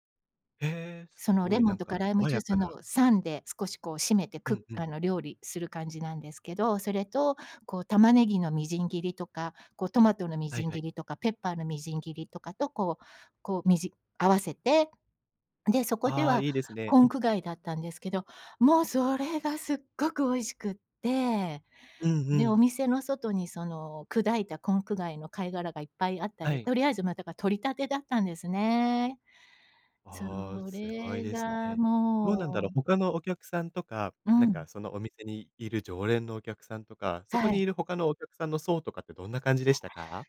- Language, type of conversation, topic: Japanese, podcast, 旅行で一番印象に残った体験は何ですか？
- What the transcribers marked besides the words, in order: none